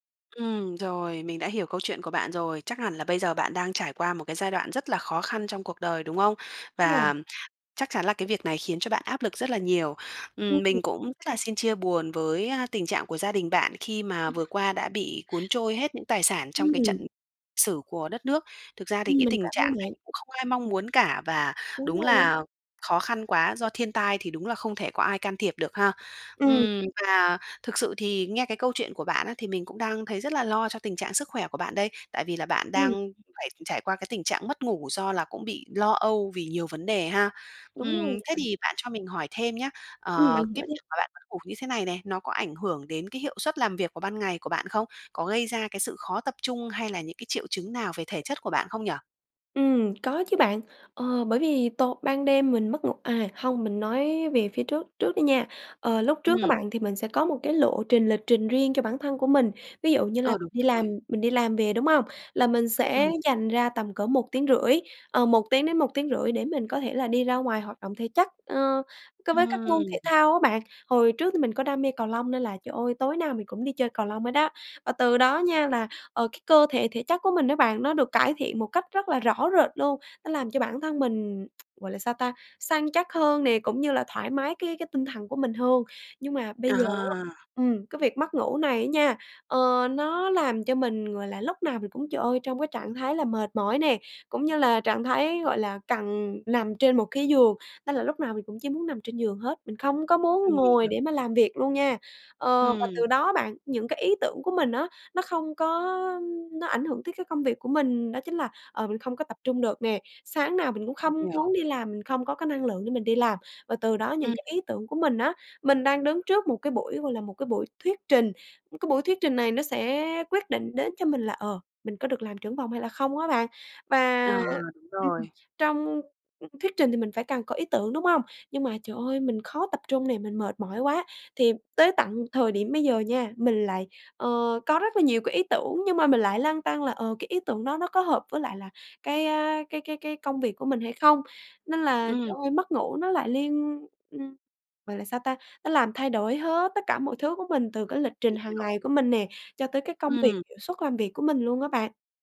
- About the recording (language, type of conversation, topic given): Vietnamese, advice, Vì sao bạn thường trằn trọc vì lo lắng liên tục?
- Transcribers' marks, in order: other noise; tapping; other background noise; tsk